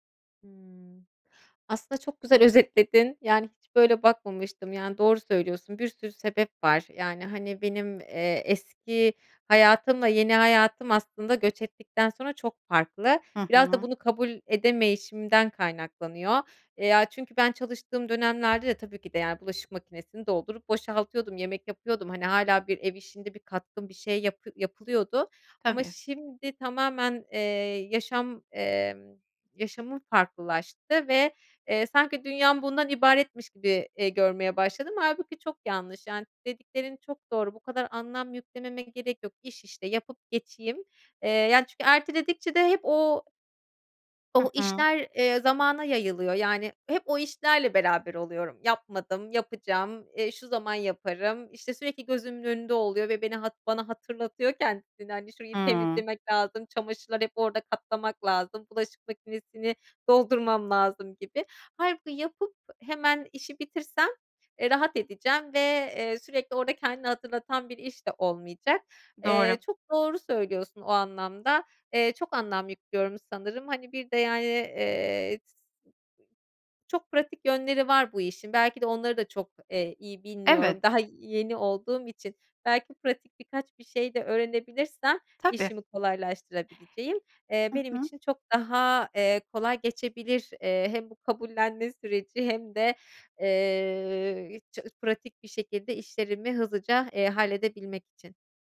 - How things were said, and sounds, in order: other background noise; other noise
- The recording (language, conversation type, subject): Turkish, advice, Erteleme alışkanlığımı nasıl kırıp görevlerimi zamanında tamamlayabilirim?